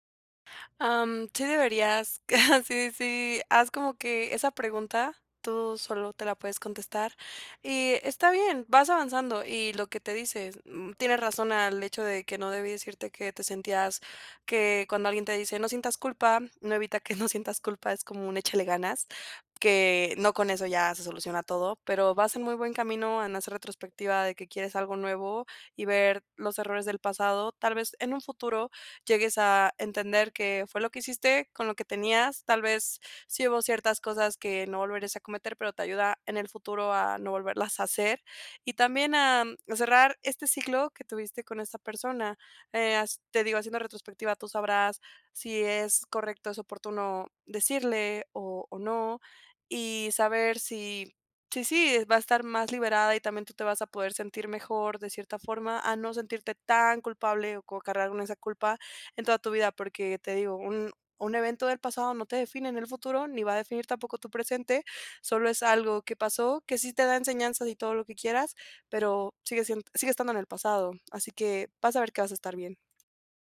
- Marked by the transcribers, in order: laugh; laughing while speaking: "no sientas"; other background noise; tapping
- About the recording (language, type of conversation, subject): Spanish, advice, ¿Cómo puedo aprender de mis errores sin culparme?